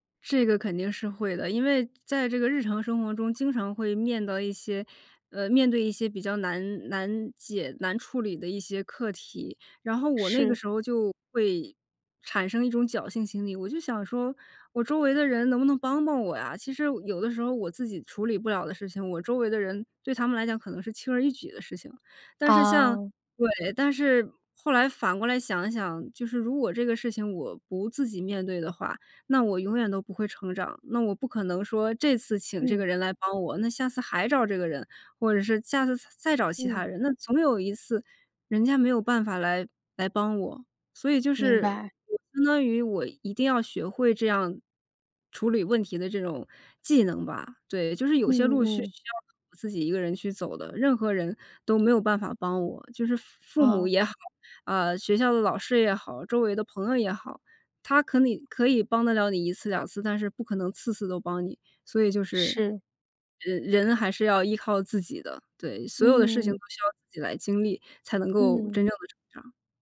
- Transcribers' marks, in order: "对" said as "到"
- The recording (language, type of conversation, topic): Chinese, podcast, 大自然曾经教会过你哪些重要的人生道理？